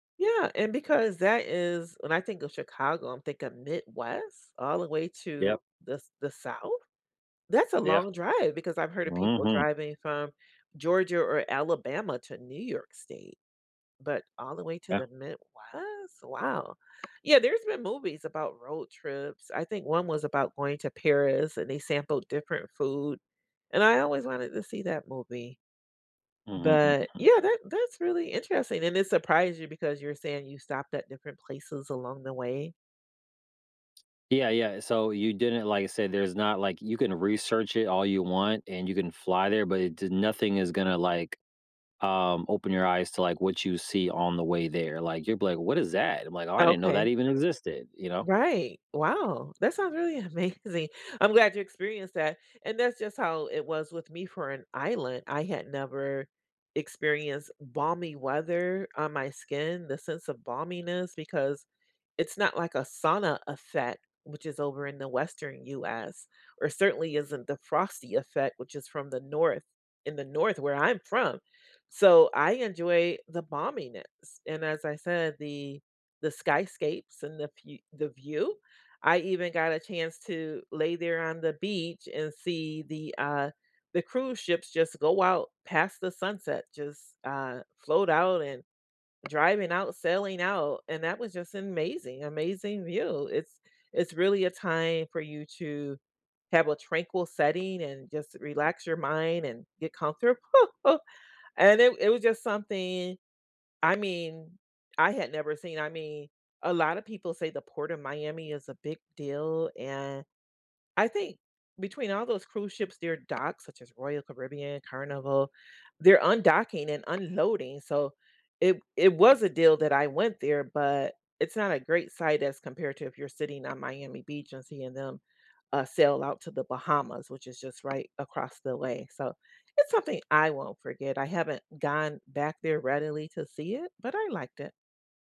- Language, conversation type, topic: English, unstructured, What makes a trip unforgettable for you?
- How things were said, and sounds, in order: tapping; laughing while speaking: "amazing"; laughing while speaking: "comfortable"